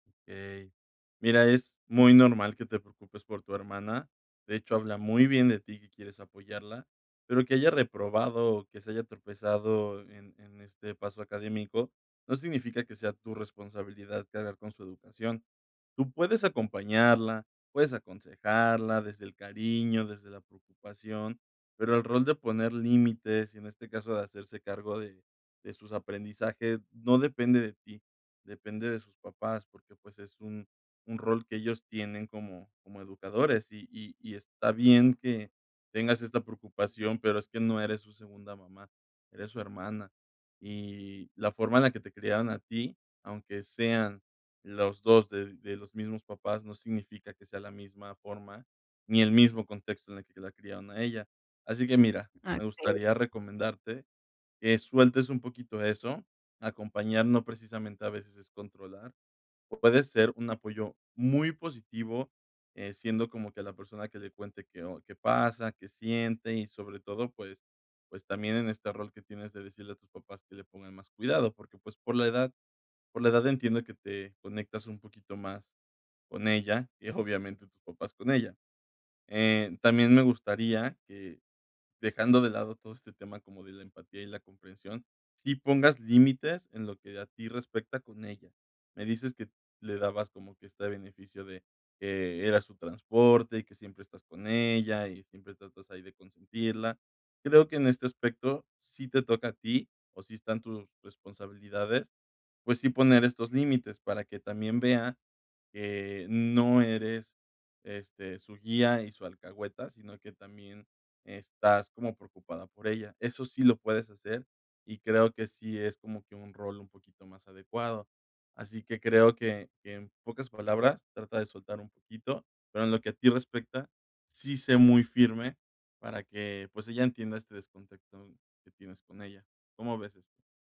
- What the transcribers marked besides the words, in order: other background noise; "descontento" said as "descontectón"
- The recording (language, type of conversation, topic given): Spanish, advice, ¿Cómo podemos hablar en familia sobre decisiones para el cuidado de alguien?